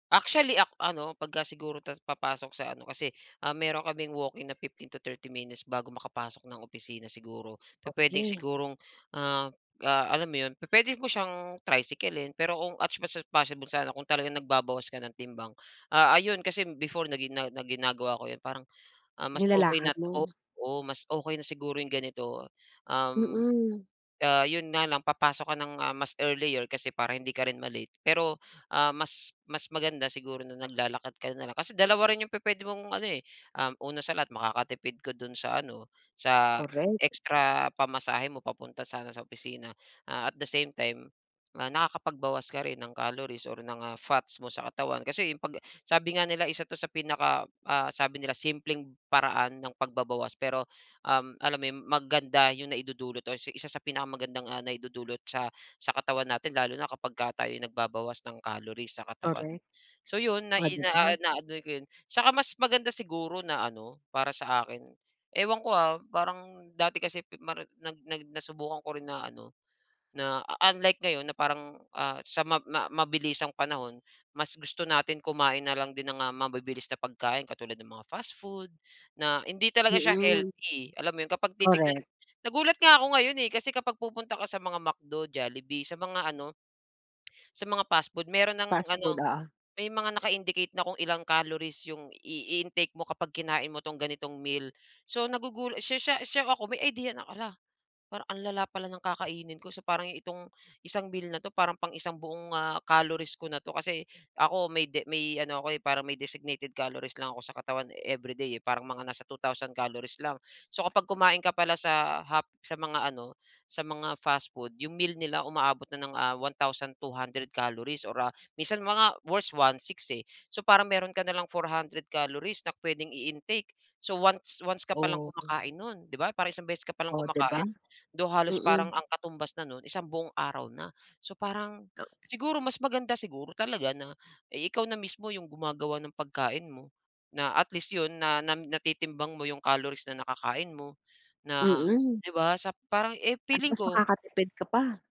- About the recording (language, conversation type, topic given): Filipino, advice, Paano ako makakapagbawas ng timbang kung nawawalan ako ng gana at motibasyon?
- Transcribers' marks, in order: swallow; tapping